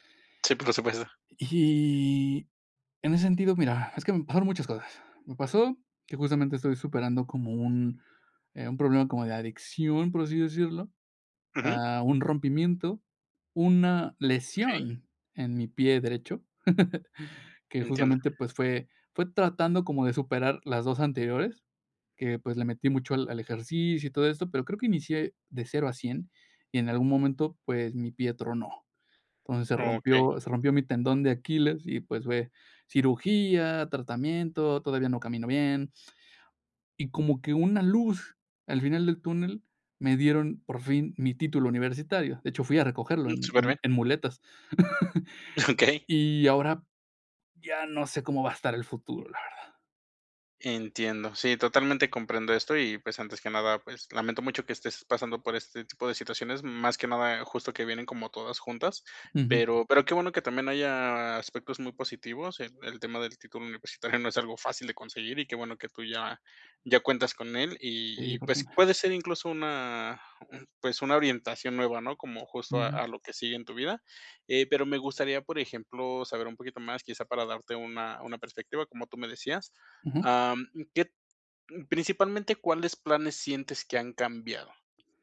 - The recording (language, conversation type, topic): Spanish, advice, ¿Cómo puedo aceptar que mis planes a futuro ya no serán como los imaginaba?
- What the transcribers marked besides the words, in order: other background noise; chuckle; laughing while speaking: "Okey"; chuckle; tapping